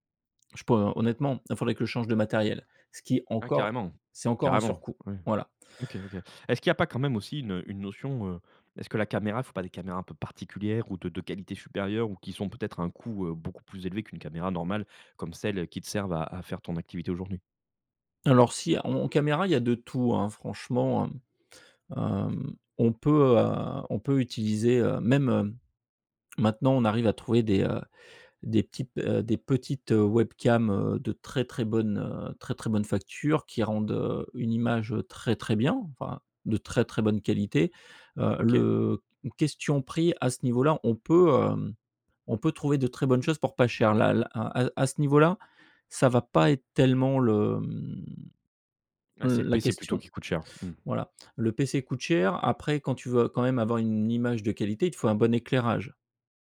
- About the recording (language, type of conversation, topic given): French, podcast, Comment rester authentique lorsque vous exposez votre travail ?
- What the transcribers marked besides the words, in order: drawn out: "mmh"